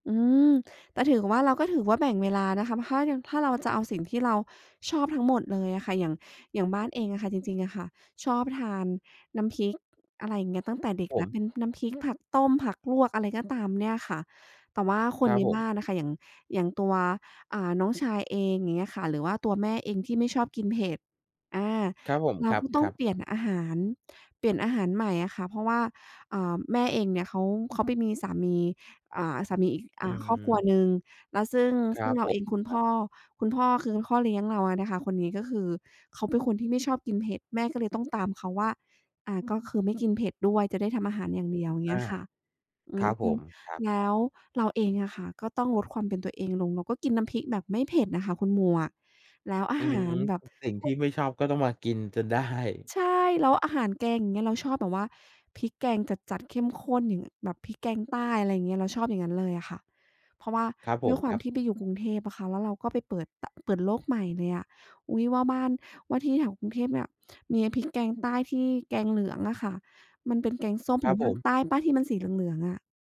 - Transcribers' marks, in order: tapping; "พ่อ" said as "ค่อ"; other background noise
- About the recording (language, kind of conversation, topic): Thai, unstructured, อะไรทำให้คุณรู้สึกว่าเป็นตัวเองมากที่สุด?